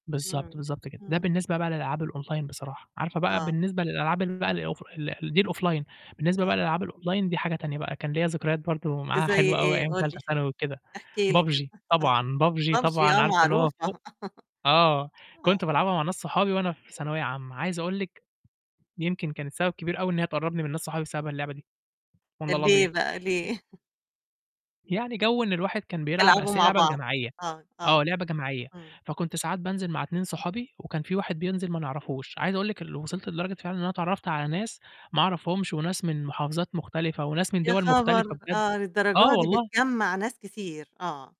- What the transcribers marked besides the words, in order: in English: "الأونلاين"; distorted speech; in English: "الأوفلاين"; in English: "الأونلاين"; static; unintelligible speech; tapping; laugh; laughing while speaking: "ليه؟"
- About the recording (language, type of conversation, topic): Arabic, podcast, إيه أكتر لعبة بتخلّي خيالك يطير؟